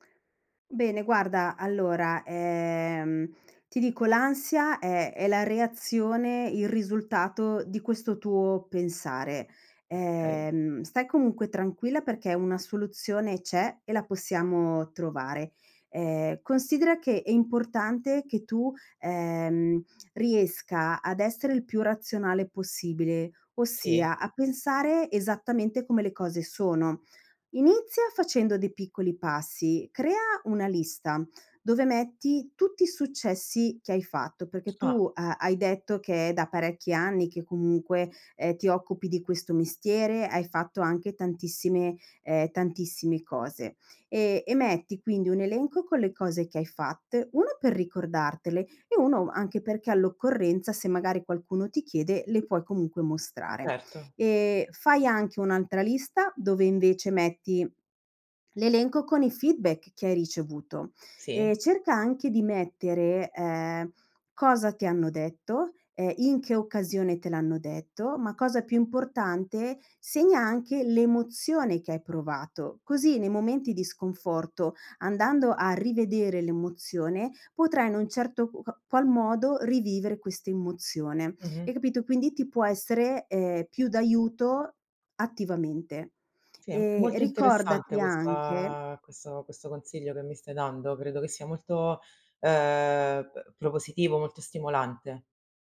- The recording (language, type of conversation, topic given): Italian, advice, Perché mi sento un impostore al lavoro nonostante i risultati concreti?
- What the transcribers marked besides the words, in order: other background noise; in English: "feedback"